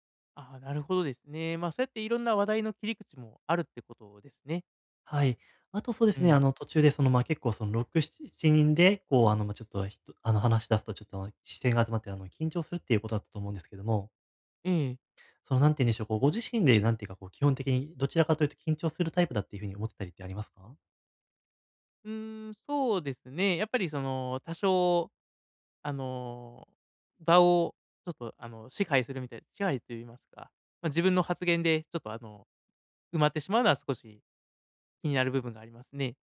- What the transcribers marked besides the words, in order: none
- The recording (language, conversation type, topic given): Japanese, advice, グループの集まりで孤立しないためには、どうすればいいですか？